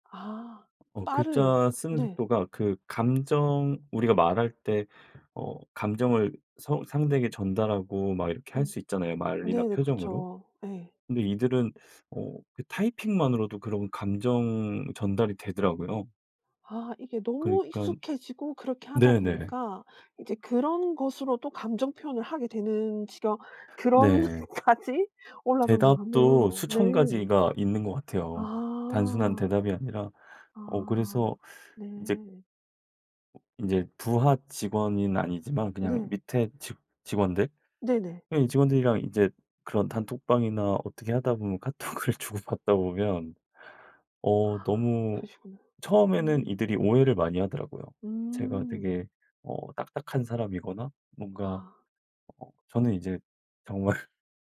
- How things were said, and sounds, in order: other background noise; tapping; laughing while speaking: "그런까지"; laughing while speaking: "카톡을 주고받다"; laughing while speaking: "정말"
- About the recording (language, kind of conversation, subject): Korean, podcast, 온라인에서 대화할 때와 직접 만나 대화할 때는 어떤 점이 다르다고 느끼시나요?